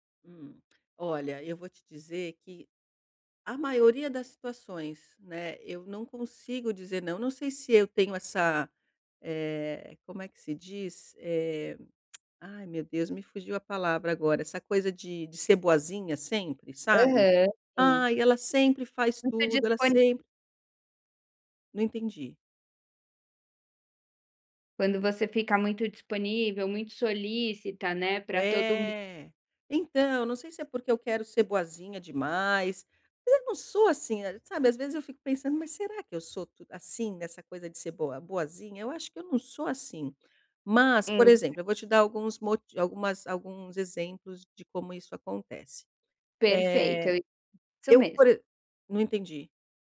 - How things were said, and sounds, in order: tongue click; put-on voice: "Ai ela sempre faz tudo, ela sempre"; tapping; other background noise; unintelligible speech
- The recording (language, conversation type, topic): Portuguese, advice, Como posso estabelecer limites e dizer não em um grupo?